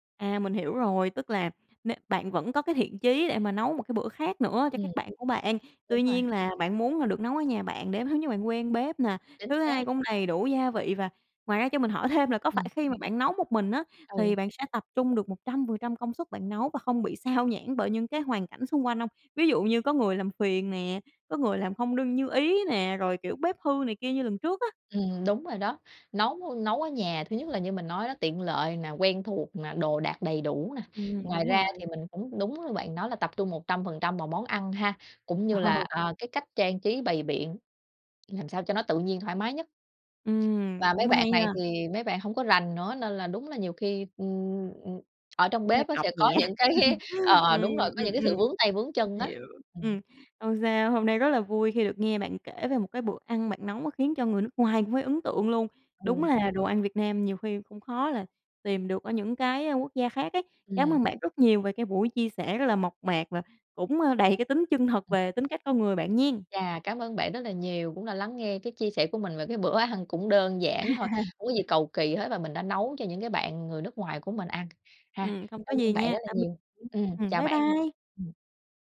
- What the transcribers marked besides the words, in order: tapping; laughing while speaking: "Ờ"; other background noise; laughing while speaking: "nhẹ"; laughing while speaking: "cái"; laugh; laughing while speaking: "ăn"; laugh
- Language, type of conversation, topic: Vietnamese, podcast, Bạn có thể kể về bữa ăn bạn nấu khiến người khác ấn tượng nhất không?